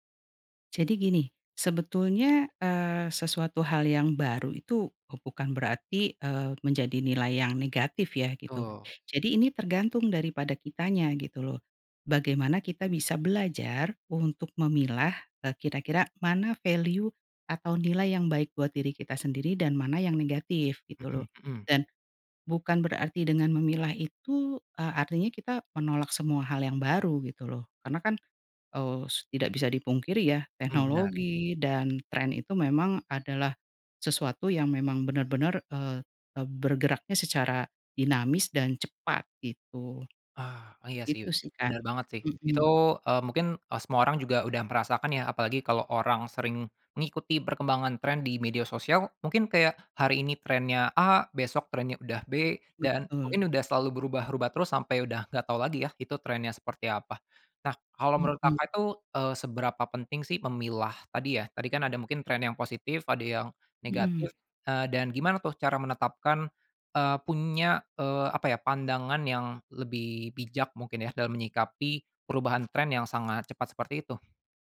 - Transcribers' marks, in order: other background noise; in English: "value"
- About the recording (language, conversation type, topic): Indonesian, podcast, Bagaimana kamu menyeimbangkan nilai-nilai tradisional dengan gaya hidup kekinian?